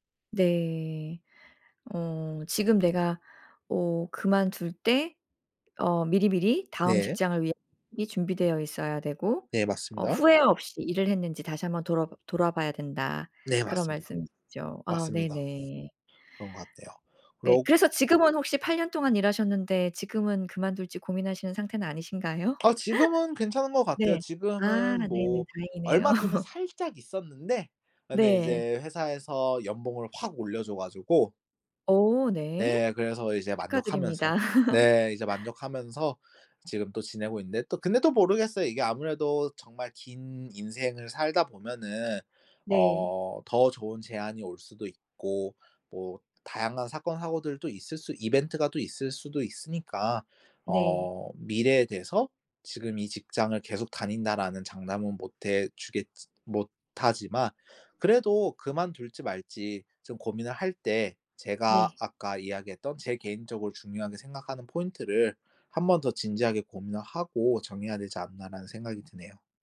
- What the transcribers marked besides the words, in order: other background noise; laughing while speaking: "아니신가요?"; laugh; laugh
- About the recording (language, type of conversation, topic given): Korean, podcast, 직장을 그만둘지 고민할 때 보통 무엇을 가장 먼저 고려하나요?